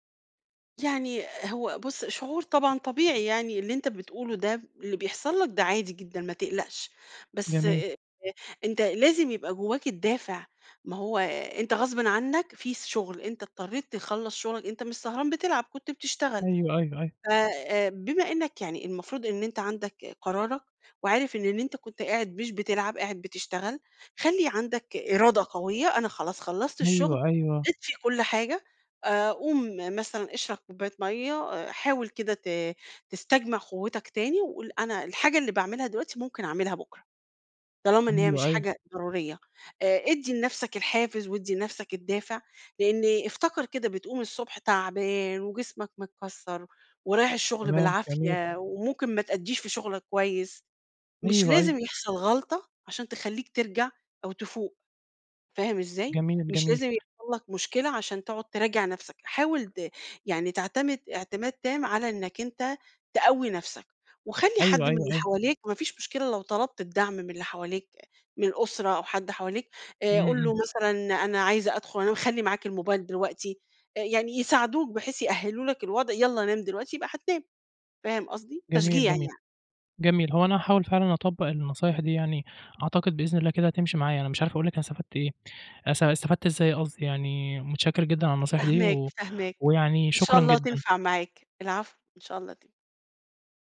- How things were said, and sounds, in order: other background noise
- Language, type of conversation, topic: Arabic, advice, إزاي بتتعامل مع وقت استخدام الشاشات عندك، وبيأثر ده على نومك وتركيزك إزاي؟